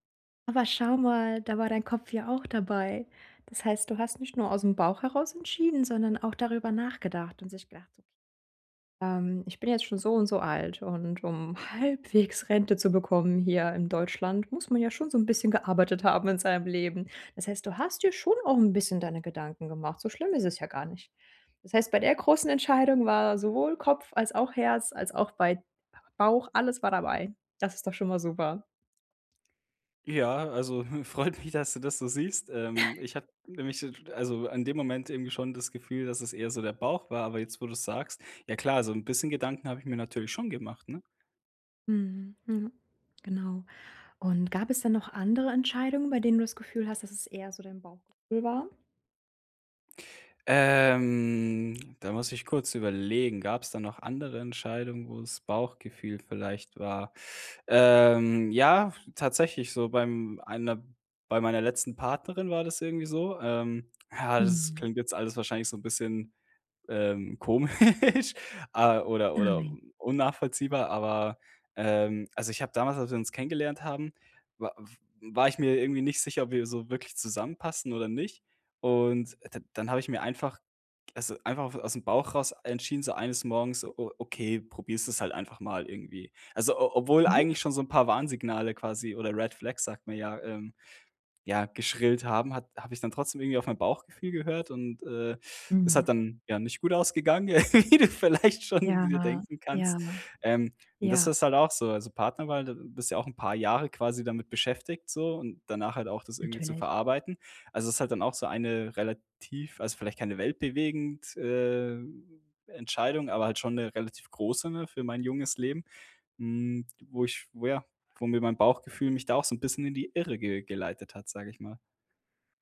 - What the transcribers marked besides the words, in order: unintelligible speech; chuckle; drawn out: "Ähm"; laughing while speaking: "komisch"; in English: "Red Flags"; laugh; laughing while speaking: "wie du vielleicht schon"; other background noise
- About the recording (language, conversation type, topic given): German, advice, Wie entscheide ich bei wichtigen Entscheidungen zwischen Bauchgefühl und Fakten?